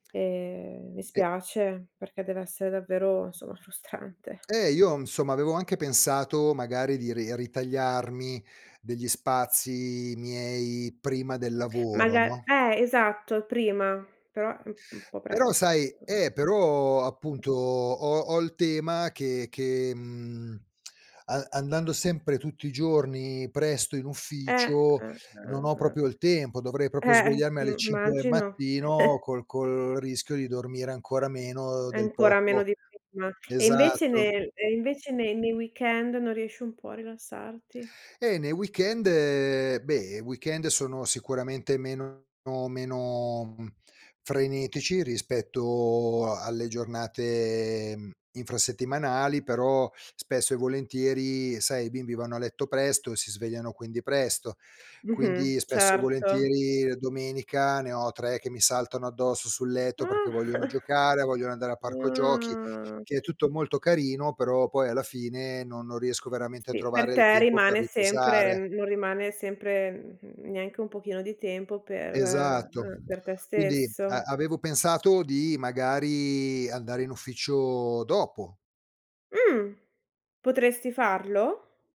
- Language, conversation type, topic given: Italian, advice, Come ti senti quando ti senti sopraffatto dal carico di lavoro quotidiano?
- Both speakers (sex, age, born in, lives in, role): female, 30-34, Italy, Italy, advisor; male, 50-54, Italy, Italy, user
- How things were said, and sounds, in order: tapping; other background noise; unintelligible speech; "proprio" said as "propio"; "proprio" said as "propio"; chuckle; chuckle; drawn out: "Ah"